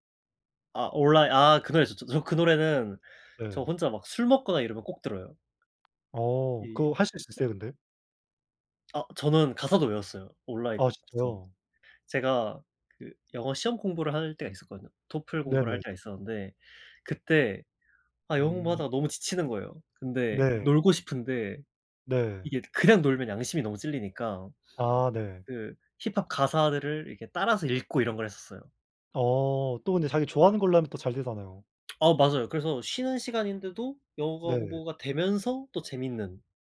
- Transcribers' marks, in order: other background noise
- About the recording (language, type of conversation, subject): Korean, unstructured, 스트레스를 받을 때 보통 어떻게 푸세요?